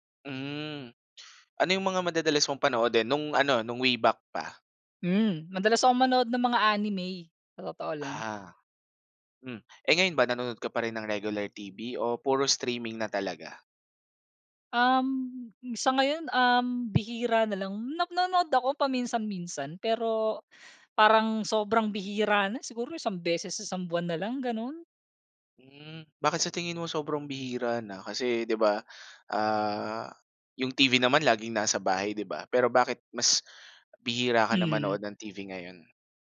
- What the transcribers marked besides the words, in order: in English: "way back"; in English: "anime"; in English: "streaming"; other background noise
- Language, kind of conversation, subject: Filipino, podcast, Paano nagbago ang panonood mo ng telebisyon dahil sa mga serbisyong panonood sa internet?